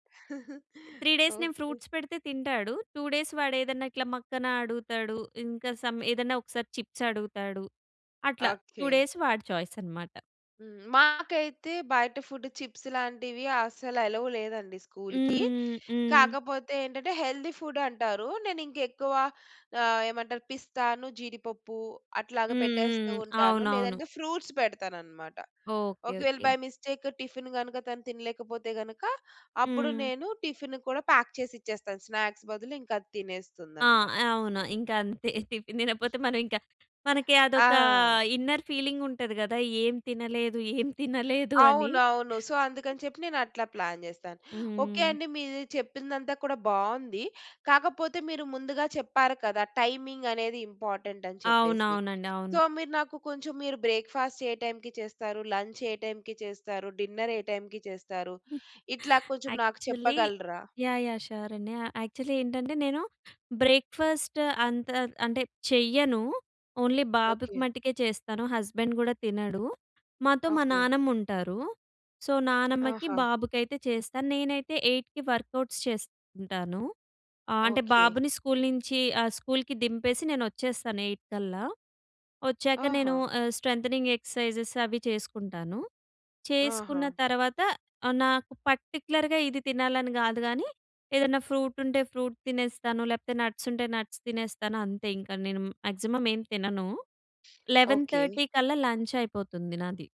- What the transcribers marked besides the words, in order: giggle; in English: "త్రీ డేస్"; in English: "ఫ్రూట్స్"; in English: "టూ డేస్"; in English: "సమ్"; in English: "చిప్స్"; in English: "టూ డేస్"; in English: "ఛాయస్"; in English: "ఫుడ్ చిప్స్"; in English: "అలౌ"; in English: "స్కూల్‌కి"; drawn out: "హ్మ్"; in English: "హెల్తీ ఫుడ్"; in English: "ఫ్రూట్స్"; in English: "బై మిస్టేక్ టిఫిన్"; in English: "టిఫిన్"; in English: "ప్యాక్"; in English: "స్నాక్స్"; giggle; in English: "టిఫిన్"; in English: "ఇన్నర్ ఫీలింగ్"; giggle; in English: "సో"; other background noise; in English: "ప్లాన్"; in English: "టైమింగ్"; in English: "ఇంపార్టెంట్"; in English: "సో"; in English: "బ్రేక్ఫాస్ట్"; in English: "లంచ్"; in English: "డిన్నర్"; giggle; in English: "యాక్చువల్లీ"; in English: "షూర్"; in English: "యాక్చువల్లీ"; in English: "బ్రేక్ఫాస్ట్"; in English: "ఓన్లీ"; in English: "హస్బెండ్"; in English: "సో"; in English: "ఎయిట్‍కి వర్కౌట్స్"; in English: "స్కూల్"; in English: "స్కూల్‍కి"; in English: "ఎయిట్"; in English: "స్ట్రెంథెనింగ్ ఎక్ససైజెస్"; in English: "పర్టిక్యులర్‌గా"; in English: "ఫ్రూట్"; in English: "ఫ్రూట్"; in English: "నట్స్"; in English: "నట్స్"; in English: "మాక్సిమం"; in English: "లెవెన్ థర్టీ"; in English: "లంచ్"
- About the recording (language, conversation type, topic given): Telugu, podcast, బడ్జెట్‌లో ఆరోగ్యకరంగా తినడానికి మీ సూచనలు ఏమిటి?